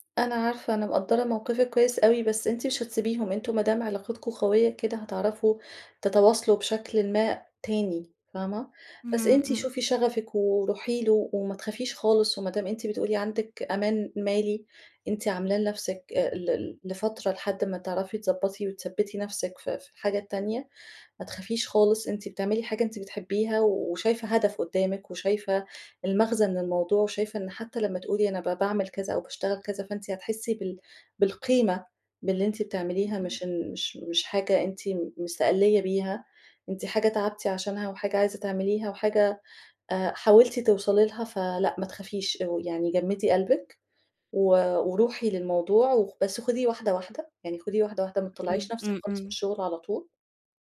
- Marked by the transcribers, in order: none
- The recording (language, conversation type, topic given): Arabic, advice, شعور إن شغلي مالوش معنى